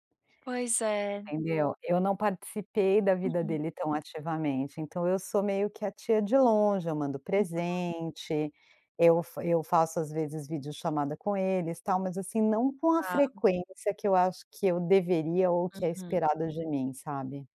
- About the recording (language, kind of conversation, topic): Portuguese, advice, Como posso lidar com a culpa por não visitar meus pais idosos com a frequência que gostaria?
- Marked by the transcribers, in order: unintelligible speech